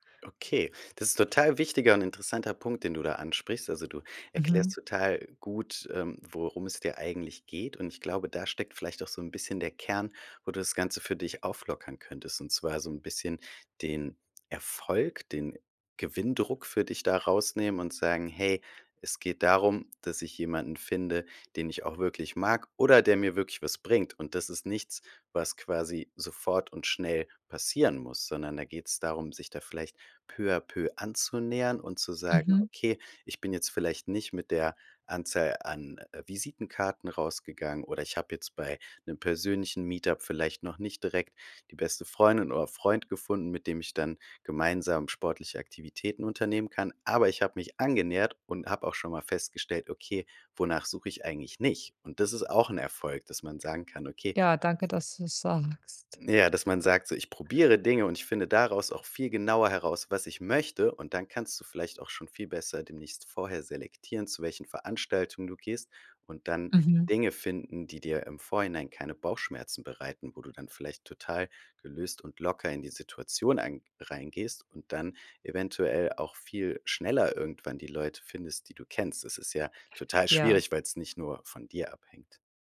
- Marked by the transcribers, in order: none
- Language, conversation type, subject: German, advice, Warum fällt mir Netzwerken schwer, und welche beruflichen Kontakte möchte ich aufbauen?